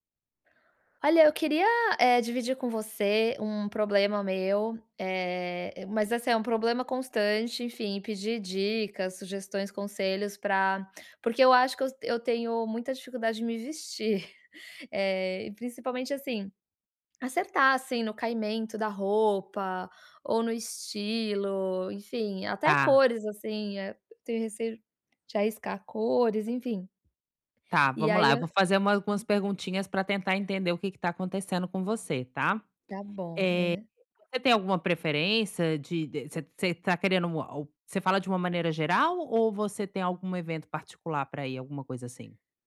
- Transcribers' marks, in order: chuckle; tapping; other background noise
- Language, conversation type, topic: Portuguese, advice, Como posso escolher o tamanho certo e garantir um bom caimento?